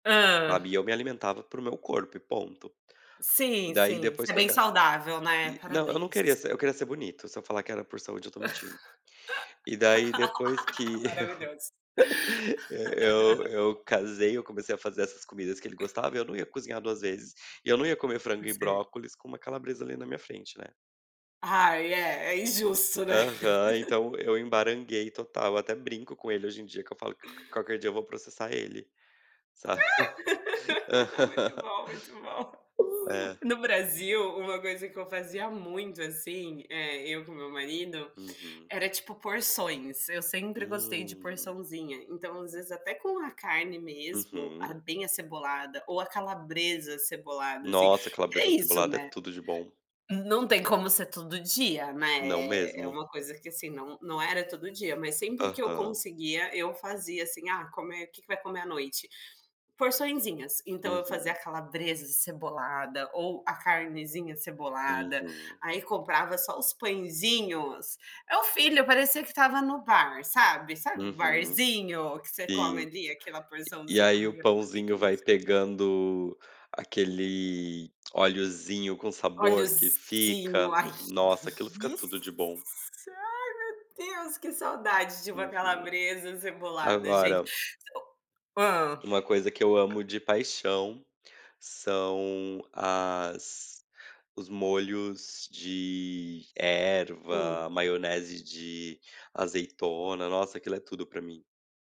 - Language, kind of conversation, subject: Portuguese, unstructured, Você já cozinhou para alguém especial? Como foi?
- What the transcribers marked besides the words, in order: laugh; laughing while speaking: "eu"; laugh; laugh; chuckle; laugh; other noise; laugh; unintelligible speech; tapping